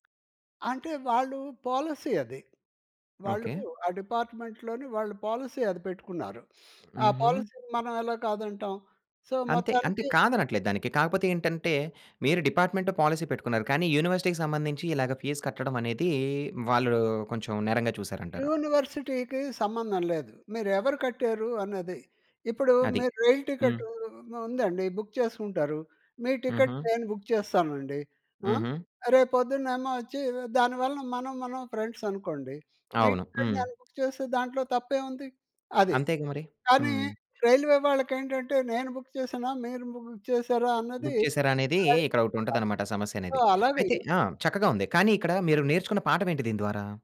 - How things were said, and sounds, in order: in English: "పాలిసీ"; in English: "డిపార్ట్మెంట్‌లోని"; in English: "పాలిసీ"; sniff; in English: "పాలిసీ‌ని"; in English: "సో"; in English: "డిపార్ట్మెంట్ పాలిసీ"; in English: "యూనివర్సిటీ‌కి"; in English: "ఫీజ్"; in English: "యూనివర్సిటీకి"; in English: "బుక్"; in English: "టికెట్"; in English: "బుక్"; in English: "ఫ్రెండ్స్"; in English: "టికెట్"; in English: "బుక్"; in English: "బుక్"; in English: "బుక్"; in English: "బుక్"; unintelligible speech; in English: "సో"
- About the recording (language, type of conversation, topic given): Telugu, podcast, మీరు చేసిన తప్పుల నుంచి మీరు నేర్చుకున్న అత్యంత ముఖ్యమైన పాఠం ఏమిటి?